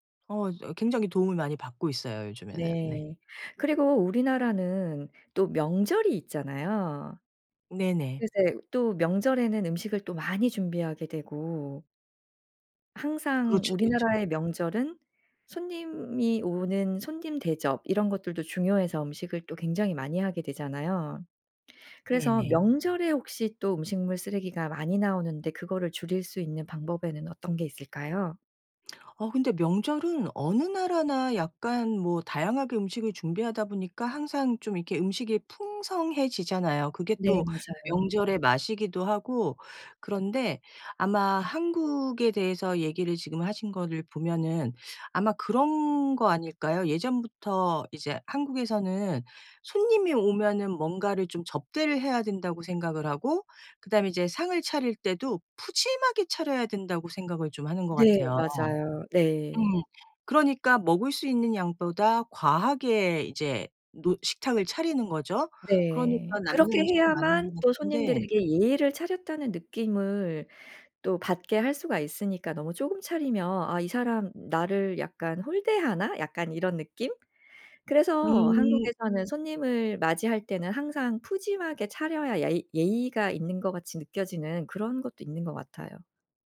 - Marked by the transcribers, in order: lip smack; tapping; other background noise
- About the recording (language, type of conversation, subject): Korean, podcast, 음식물 쓰레기를 줄이는 현실적인 방법이 있을까요?